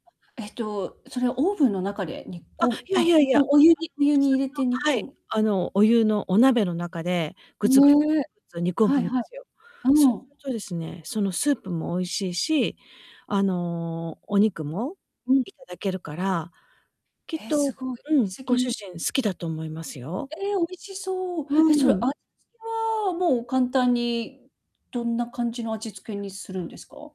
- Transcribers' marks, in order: distorted speech
- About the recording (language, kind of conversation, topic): Japanese, advice, 買い物では、栄養的に良い食品をどう選べばいいですか？